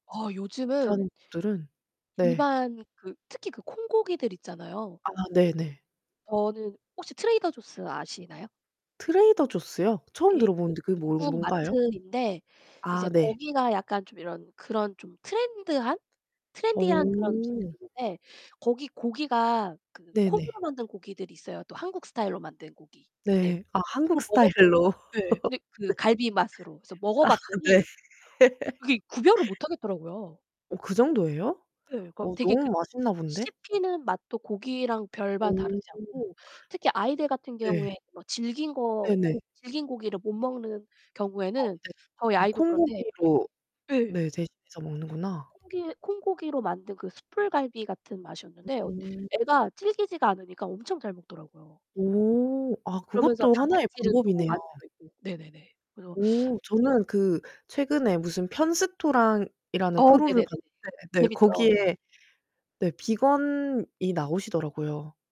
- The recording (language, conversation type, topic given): Korean, unstructured, 요즘 사람들 사이에서 화제가 되는 음식은 무엇인가요?
- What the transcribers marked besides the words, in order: distorted speech; other background noise; laughing while speaking: "스타일로"; laugh; laughing while speaking: "아 네"; laugh